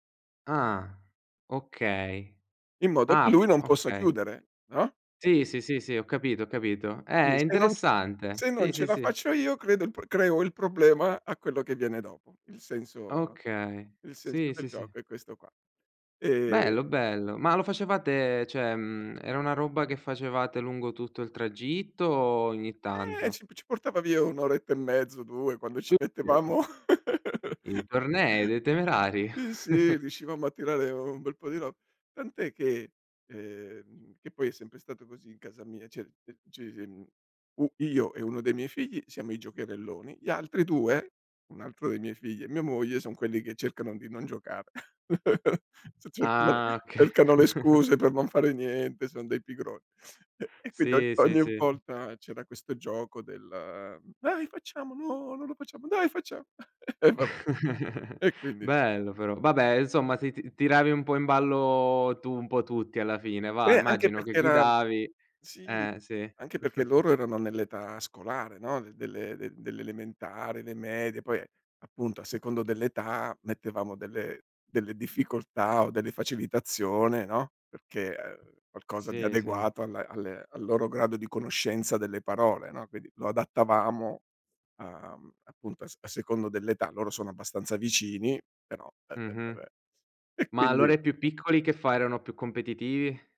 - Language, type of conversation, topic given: Italian, podcast, Qual è un gioco che hai inventato insieme ai tuoi amici?
- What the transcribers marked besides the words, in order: tapping; "cioè" said as "ceh"; drawn out: "Eh"; unintelligible speech; laughing while speaking: "ci mettevamo"; chuckle; chuckle; drawn out: "uhm"; "cioè" said as "ceh"; chuckle; laughing while speaking: "C cercano, vabbè cercano le … e quind ogn"; laughing while speaking: "oka"; chuckle; other background noise; put-on voice: "Dai, facciamo. No, non lo facciamo. Dai faccia"; chuckle; drawn out: "ballo"; "perché" said as "pecché"; chuckle